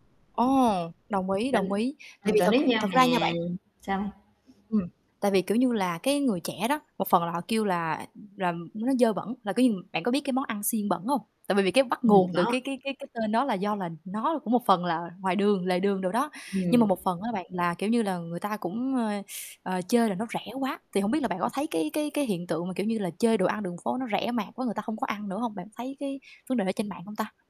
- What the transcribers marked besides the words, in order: static; distorted speech; other background noise; tapping
- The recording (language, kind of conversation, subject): Vietnamese, podcast, Bạn nghĩ gì về đồ ăn đường phố hiện nay?